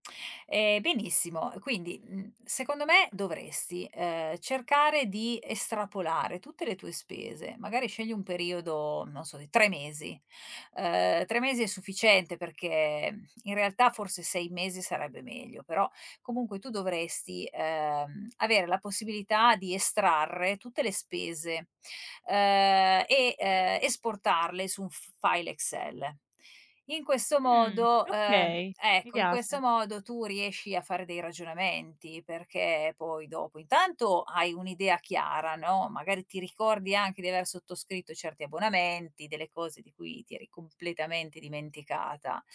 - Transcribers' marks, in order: drawn out: "ehm"
- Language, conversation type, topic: Italian, advice, Perché continuo a sforare il budget mensile senza capire dove finiscano i miei soldi?